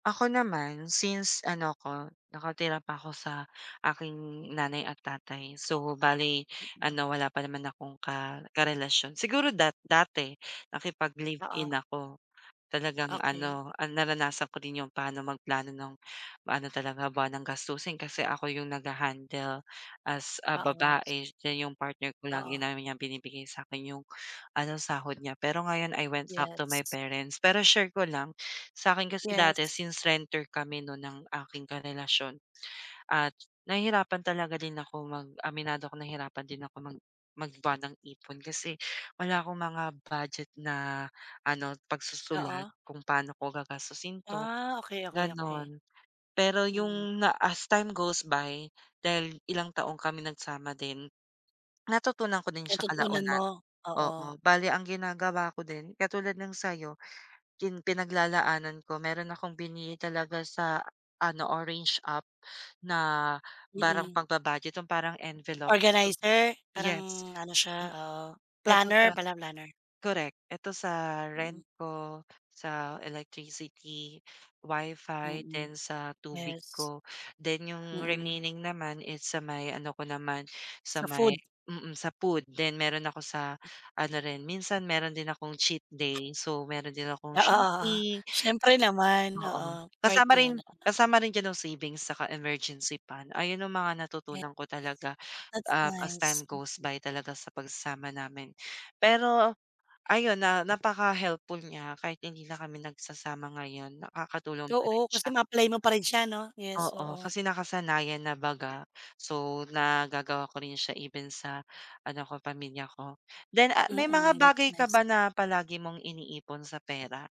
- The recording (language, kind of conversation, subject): Filipino, unstructured, Paano mo pinaplano ang iyong buwanang gastusin, pinag-iipunan, at pagba-badyet sa mga emerhensiya, at ano ang pinakamalaking gastos mo ngayong taon?
- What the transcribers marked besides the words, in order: other background noise; in English: "I went back to my parents"; in English: "since renter"; tapping; in English: "as time goes by"; swallow; in English: "emergency fund"; in English: "Yes, that's nice"; in English: "as time goes by"; dog barking; in English: "that's nice"